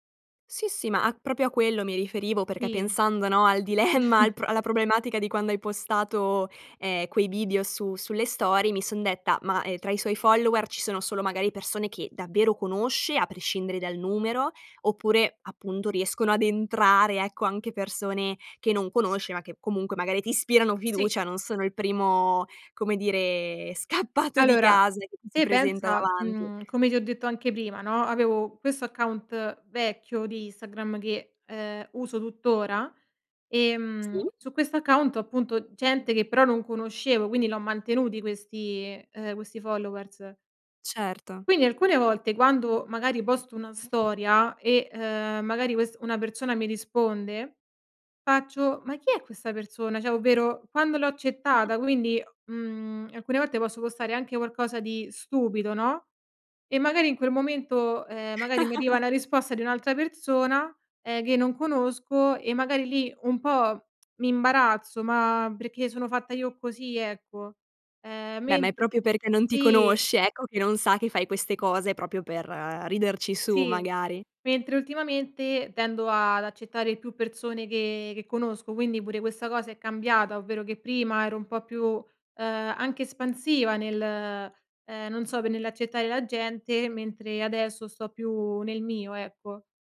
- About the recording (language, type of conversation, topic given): Italian, podcast, Cosa condividi e cosa non condividi sui social?
- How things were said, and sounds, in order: chuckle; laughing while speaking: "dilemma"; in English: "story"; laughing while speaking: "scappato"; "Instagram" said as "Instangram"; chuckle; chuckle; "persone" said as "perzone"